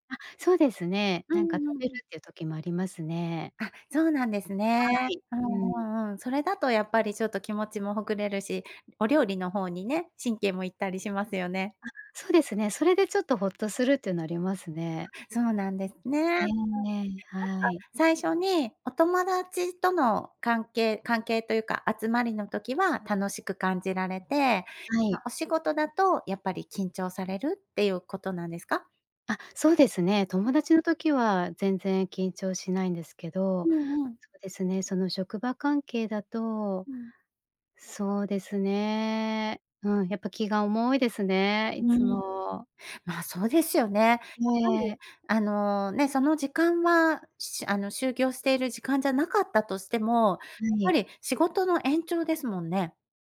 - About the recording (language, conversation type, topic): Japanese, advice, 飲み会や集まりで緊張して楽しめないのはなぜですか？
- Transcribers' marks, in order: unintelligible speech; other background noise